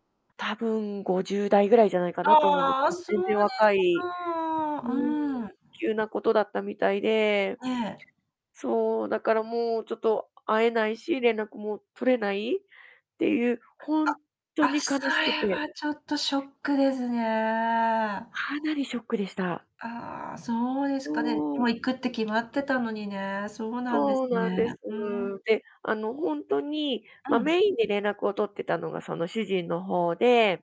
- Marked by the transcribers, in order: static; distorted speech
- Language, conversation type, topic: Japanese, podcast, 帰国してからも連絡を取り続けている外国の友達はいますか？